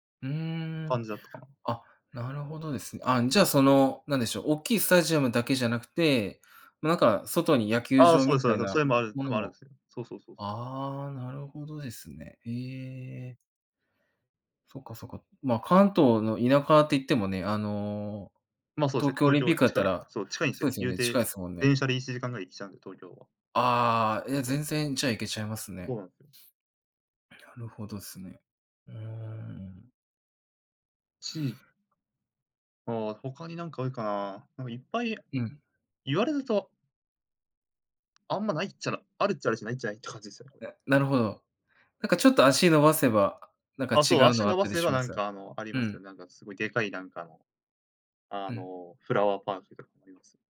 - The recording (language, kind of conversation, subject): Japanese, unstructured, 地域のおすすめスポットはどこですか？
- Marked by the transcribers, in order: tapping; other background noise